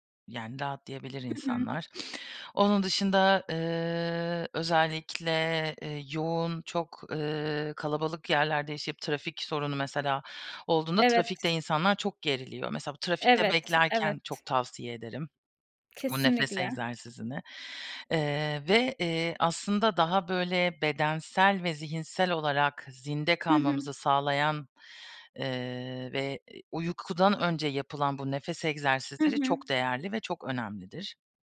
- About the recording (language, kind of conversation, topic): Turkish, podcast, Kullanabileceğimiz nefes egzersizleri nelerdir, bizimle paylaşır mısın?
- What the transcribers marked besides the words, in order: tapping; lip smack